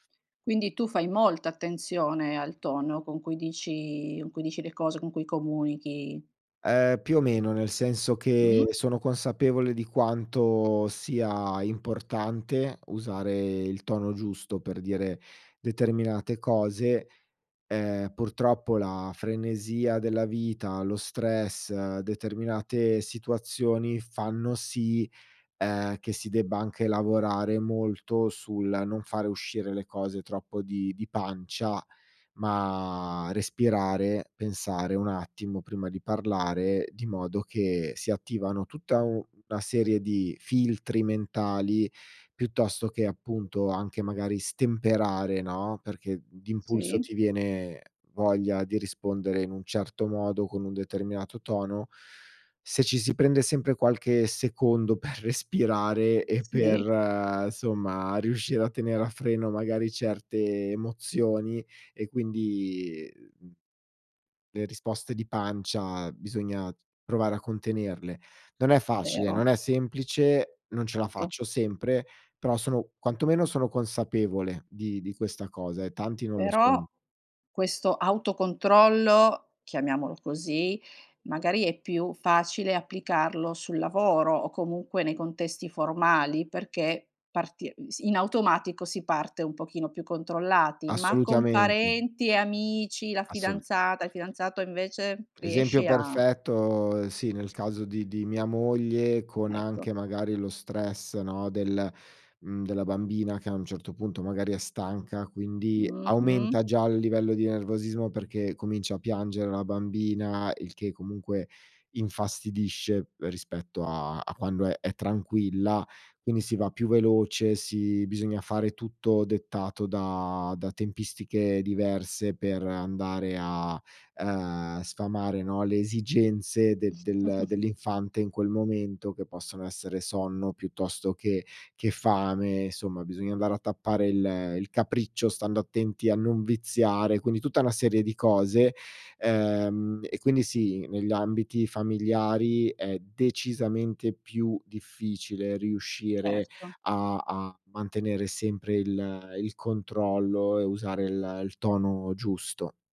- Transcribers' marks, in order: other background noise; chuckle
- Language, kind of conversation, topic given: Italian, podcast, Quanto conta il tono rispetto alle parole?